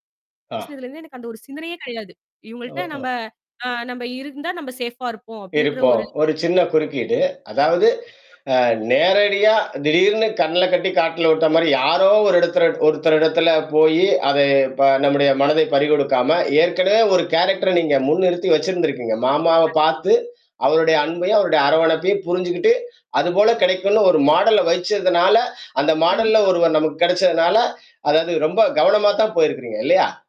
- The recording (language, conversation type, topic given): Tamil, podcast, திடீரென சந்தித்த ஒருவரால் உங்கள் வாழ்க்கை முற்றிலும் மாறிய அனுபவம் உங்களுக்குண்டா?
- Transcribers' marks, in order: in English: "ஷேஃபா"; other background noise; mechanical hum; unintelligible speech; in English: "கேரக்டர்"; unintelligible speech; tapping; in English: "மாடல"; in English: "மாடல்ல"